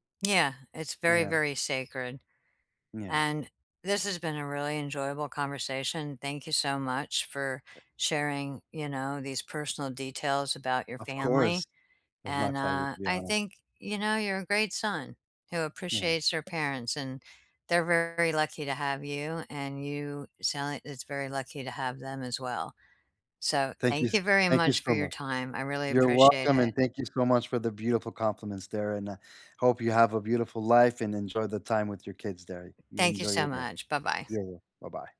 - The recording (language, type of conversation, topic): English, unstructured, Who lifts you up when life gets heavy, and how do you nurture those bonds?
- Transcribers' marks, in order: other background noise; tapping